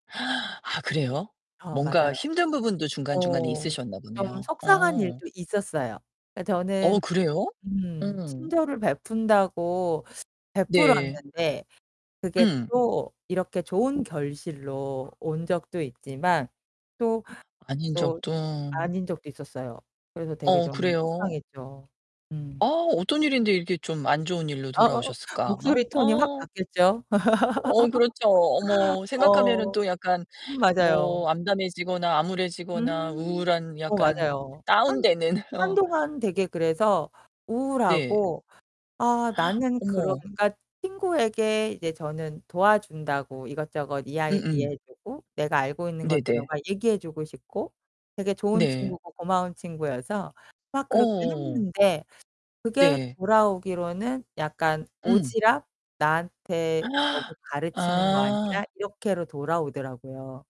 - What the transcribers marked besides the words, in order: gasp; static; tapping; laugh; laugh; laughing while speaking: "다운되는"; gasp; gasp
- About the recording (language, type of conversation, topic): Korean, podcast, 예상치 못한 만남이 인생을 바꾼 경험이 있으신가요?